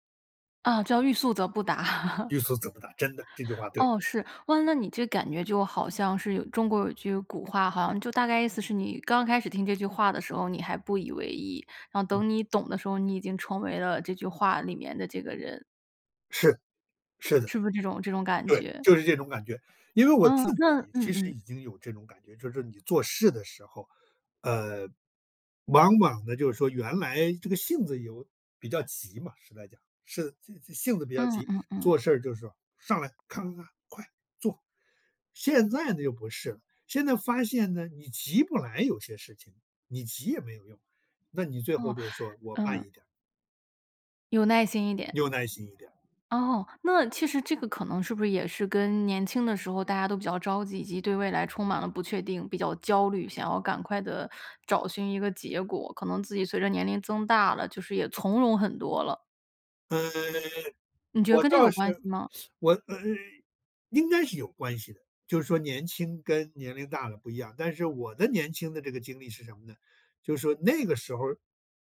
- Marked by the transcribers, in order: laugh; teeth sucking; put-on voice: "嗯"
- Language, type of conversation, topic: Chinese, podcast, 有没有哪个陌生人说过的一句话，让你记了一辈子？